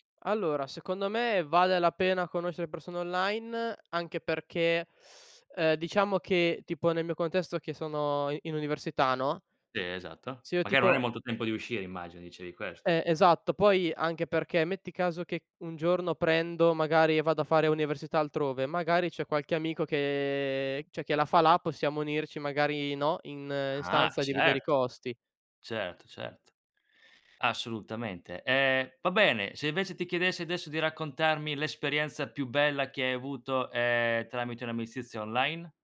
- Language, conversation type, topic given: Italian, podcast, Come costruire fiducia online, sui social o nelle chat?
- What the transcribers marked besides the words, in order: teeth sucking; "cioè" said as "ceh"